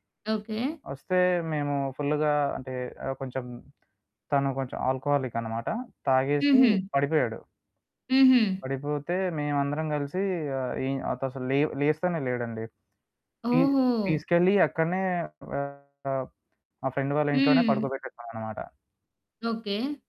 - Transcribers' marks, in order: in English: "ఆల్కోహాలిక్"; distorted speech; in English: "ఫ్రెండ్"
- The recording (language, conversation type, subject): Telugu, podcast, పాత స్నేహాన్ని మళ్లీ మొదలుపెట్టాలంటే మీరు ఎలా ముందుకు వెళ్తారు?